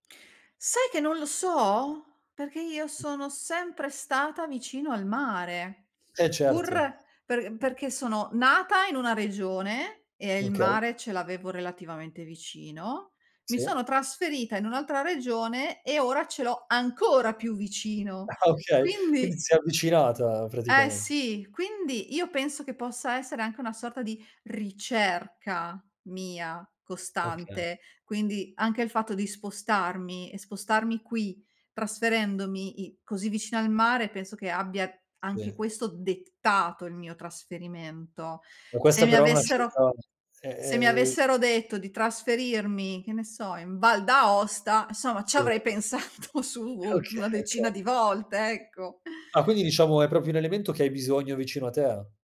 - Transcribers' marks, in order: other noise; stressed: "ancora"; laughing while speaking: "Ah okay"; stressed: "ricerca"; "insomma" said as "soma"; laughing while speaking: "pensato"; "okay" said as "kay"; "proprio" said as "propio"
- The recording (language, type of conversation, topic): Italian, podcast, Che attività ti fa perdere la nozione del tempo?